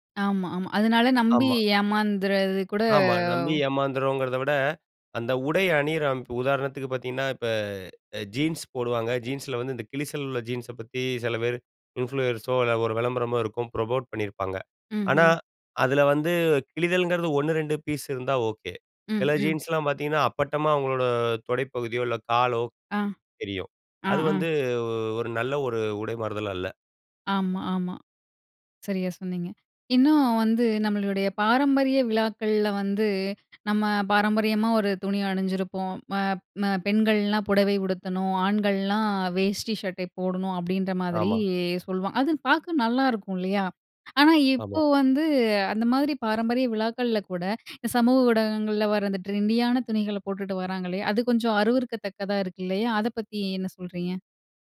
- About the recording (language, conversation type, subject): Tamil, podcast, சமூக ஊடகம் உங்கள் உடைத் தேர்வையும் உடை அணியும் முறையையும் மாற்ற வேண்டிய அவசியத்தை எப்படி உருவாக்குகிறது?
- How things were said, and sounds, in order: tapping; in English: "இன்ஃப்ளூயர்ஸோ"; in English: "ப்ரமோட்"; in English: "ட்ரெண்டியான"